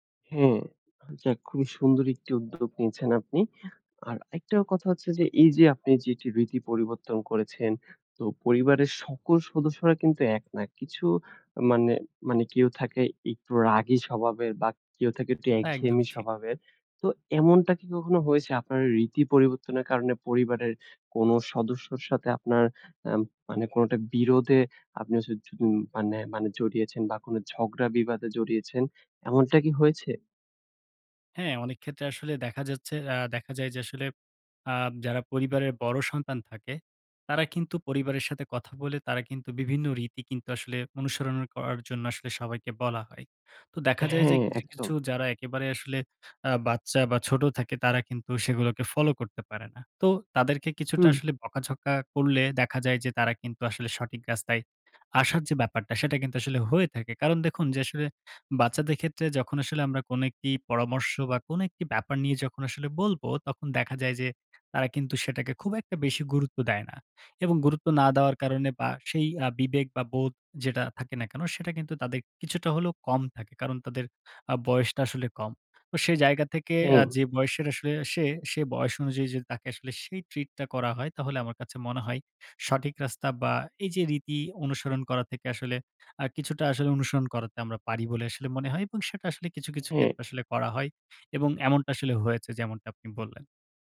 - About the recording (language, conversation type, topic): Bengali, podcast, আপনি কি আপনার পরিবারের কোনো রীতি বদলেছেন, এবং কেন তা বদলালেন?
- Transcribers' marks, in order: tapping